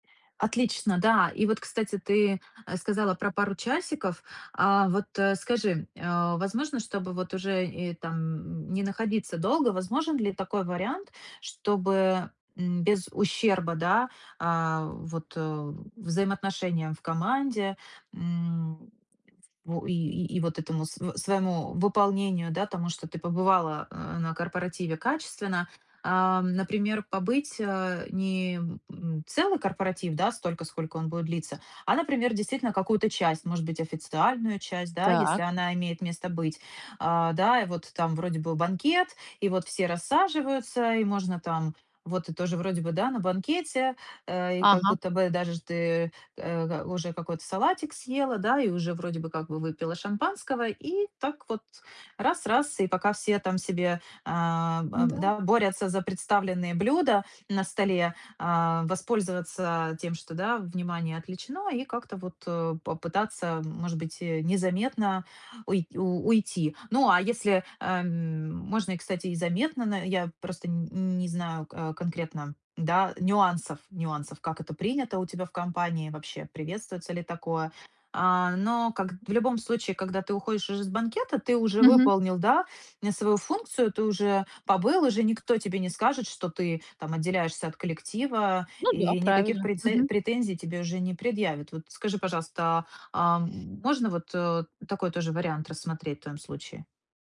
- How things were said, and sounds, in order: other background noise
- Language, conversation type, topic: Russian, advice, Как перестать переживать и чувствовать себя увереннее на вечеринках?